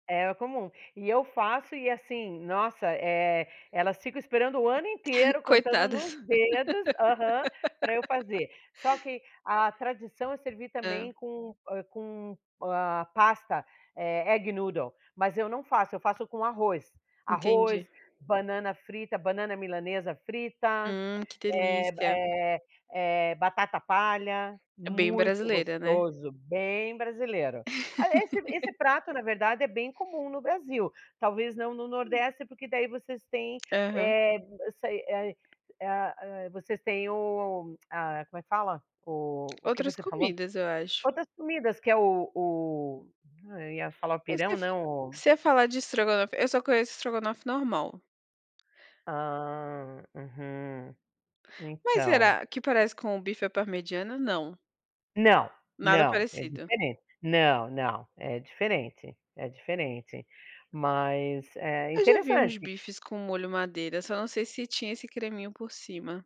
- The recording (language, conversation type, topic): Portuguese, unstructured, Qual é a sua lembrança mais gostosa de uma comida caseira?
- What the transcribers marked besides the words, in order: tapping; chuckle; laugh; in English: "egg noodle"; stressed: "muito"; stressed: "bem"; laugh; drawn out: "Ah"